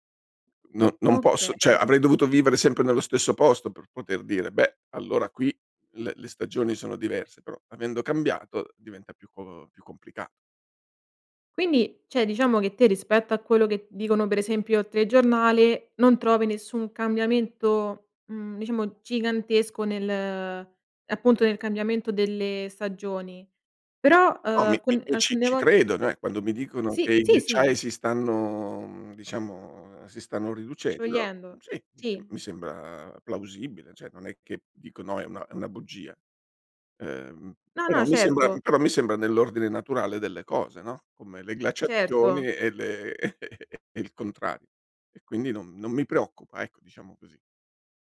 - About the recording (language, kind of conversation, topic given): Italian, podcast, In che modo i cambiamenti climatici stanno modificando l’andamento delle stagioni?
- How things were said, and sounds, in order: "cioè" said as "ceh"; "cioè" said as "ceh"; tapping; "cioè" said as "ceh"; chuckle